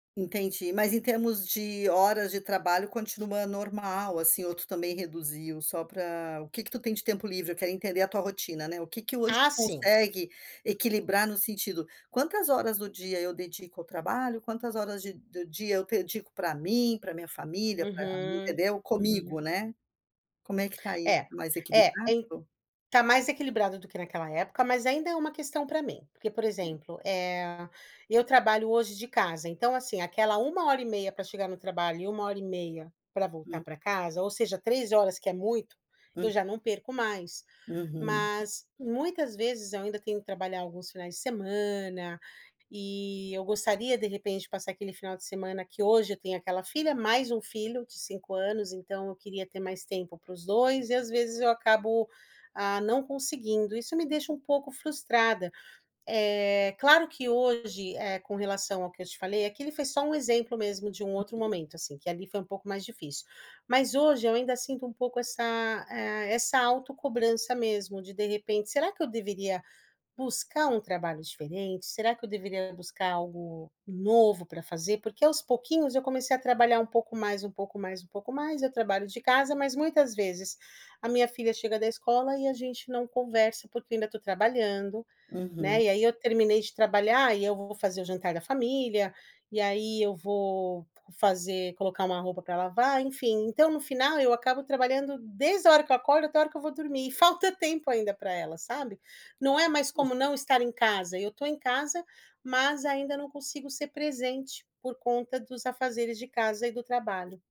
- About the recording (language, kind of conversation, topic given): Portuguese, advice, Como você pode descrever a dificuldade em equilibrar trabalho e vida pessoal?
- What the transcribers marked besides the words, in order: tapping; other background noise